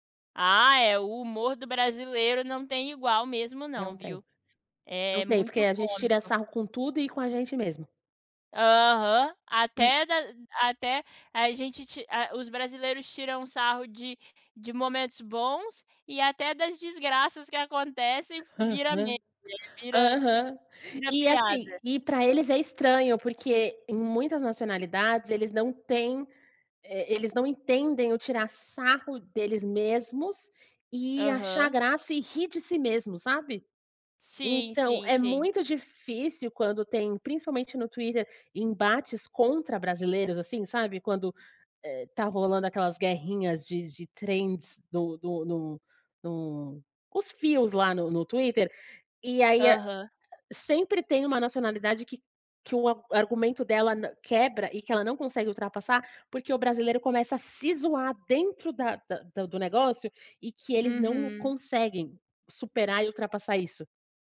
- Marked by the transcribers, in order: unintelligible speech; in English: "trends"
- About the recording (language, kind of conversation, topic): Portuguese, podcast, O que faz um meme atravessar diferentes redes sociais e virar referência cultural?